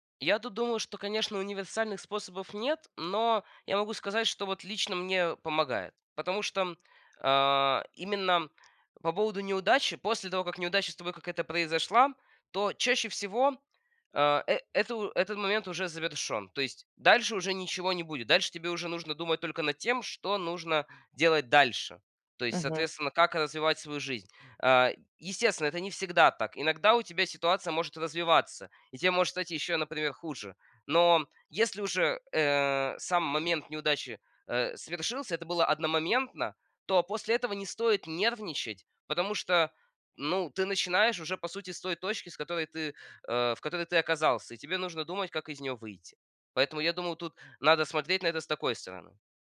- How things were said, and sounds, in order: tapping
- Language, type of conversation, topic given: Russian, podcast, Как ты обычно справляешься с неудачами?